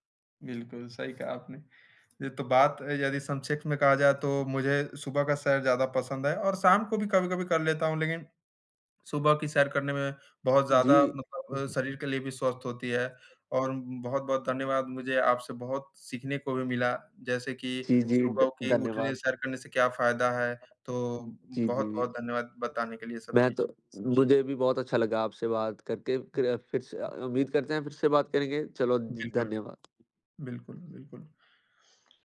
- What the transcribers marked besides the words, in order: tapping; other background noise
- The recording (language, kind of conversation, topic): Hindi, unstructured, आपके लिए सुबह की सैर बेहतर है या शाम की सैर?
- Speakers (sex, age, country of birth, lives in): male, 18-19, India, India; male, 18-19, India, India